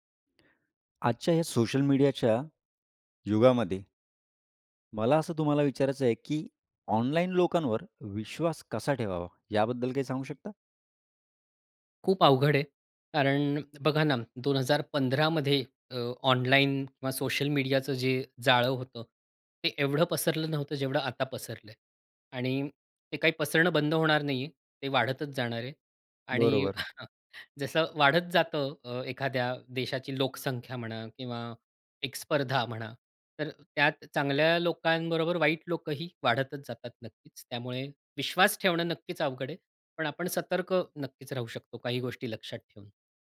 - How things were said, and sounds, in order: chuckle
- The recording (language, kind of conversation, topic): Marathi, podcast, ऑनलाइन ओळखीच्या लोकांवर विश्वास ठेवावा की नाही हे कसे ठरवावे?